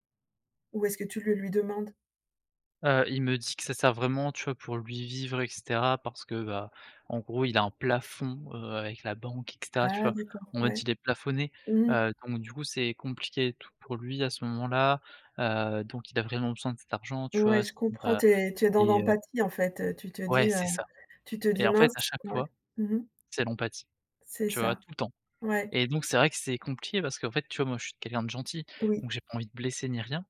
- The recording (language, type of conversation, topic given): French, advice, Comment puis-je apprendre à dire non aux demandes d’un ami ?
- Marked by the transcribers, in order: none